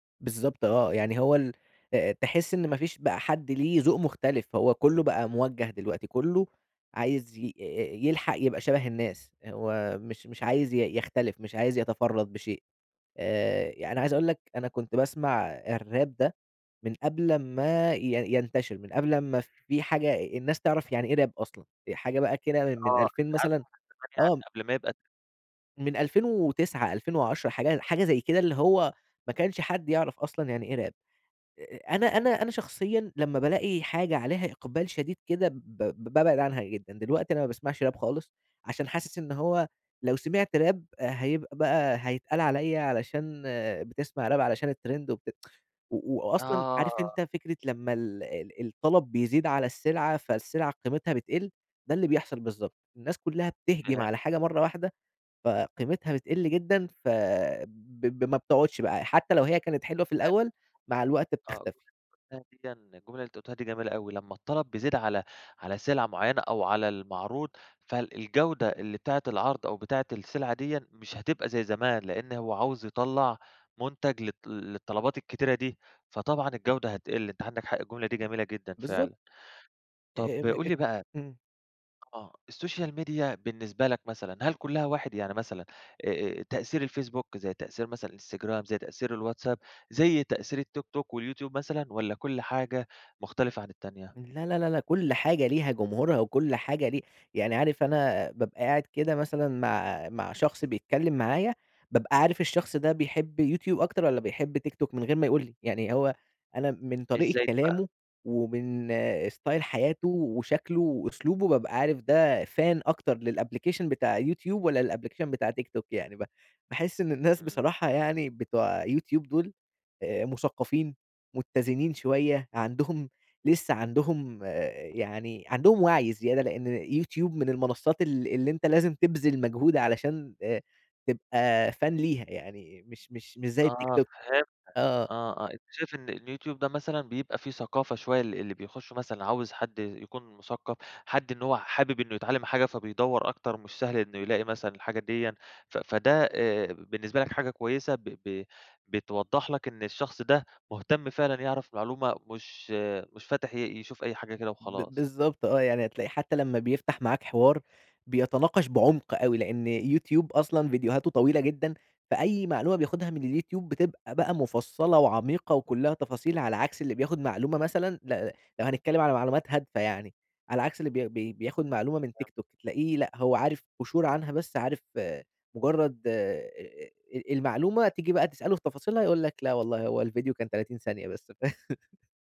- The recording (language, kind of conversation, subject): Arabic, podcast, ازاي السوشيال ميديا بتأثر على أذواقنا؟
- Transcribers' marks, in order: in English: "الراب"; in English: "راب"; unintelligible speech; tapping; in English: "راب"; in English: "راب"; in English: "راب"; in English: "راب"; in English: "الترند"; tsk; unintelligible speech; in English: "السوشيال ميديا"; in English: "ستايل"; in English: "فان"; in English: "للأبليكيشن"; in English: "للأبليكيشن"; in English: "فان"; laugh